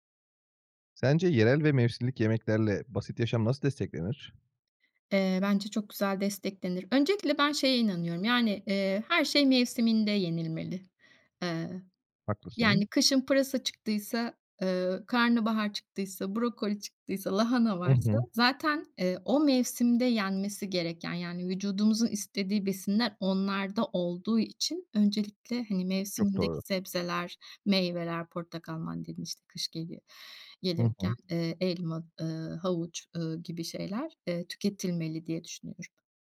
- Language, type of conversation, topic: Turkish, podcast, Yerel ve mevsimlik yemeklerle basit yaşam nasıl desteklenir?
- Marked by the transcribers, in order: other background noise; "mandalina" said as "mandelin"